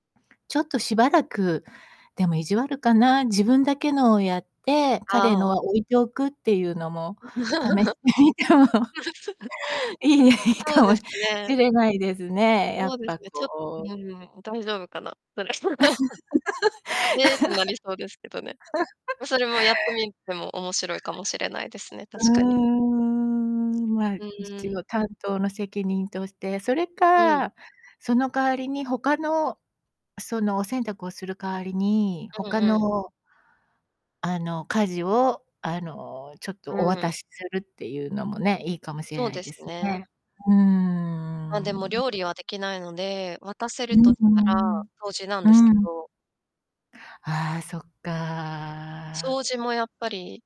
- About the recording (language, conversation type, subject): Japanese, podcast, 家事の分担はどのように決めていますか？
- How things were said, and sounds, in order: laugh; laughing while speaking: "試してみても"; laughing while speaking: "いいね、いいかも"; distorted speech; laugh; drawn out: "うーん"; other background noise; tapping